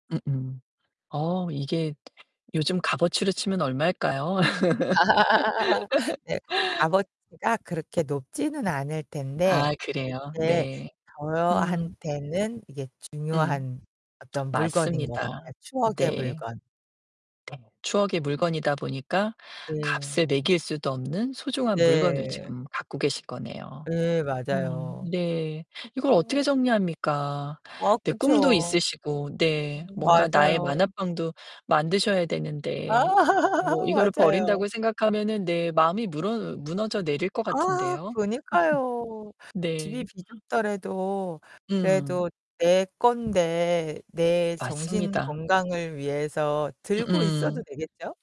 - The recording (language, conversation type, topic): Korean, advice, 기념품이나 추억이 담긴 물건을 버리기 미안한데 집이 비좁을 때 어떻게 정리하면 좋을까요?
- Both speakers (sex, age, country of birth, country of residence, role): female, 45-49, South Korea, France, user; female, 50-54, South Korea, United States, advisor
- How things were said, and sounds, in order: tapping; laugh; distorted speech; teeth sucking; unintelligible speech; laugh; laugh